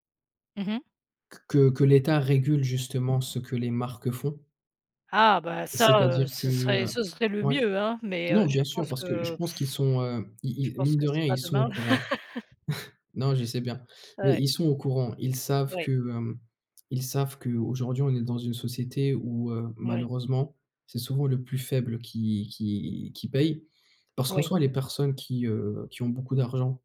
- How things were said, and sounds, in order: other background noise; blowing; chuckle; tapping
- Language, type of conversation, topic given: French, unstructured, Préférez-vous la finance responsable ou la consommation rapide, et quel principe guide vos dépenses ?